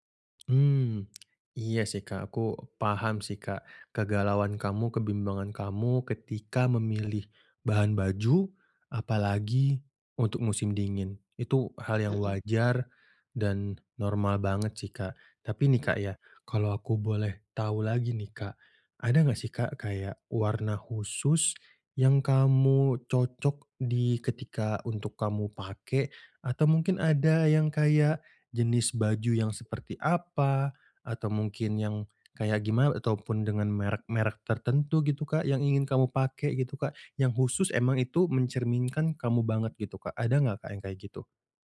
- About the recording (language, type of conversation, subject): Indonesian, advice, Bagaimana cara memilih pakaian yang cocok dan nyaman untuk saya?
- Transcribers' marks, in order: none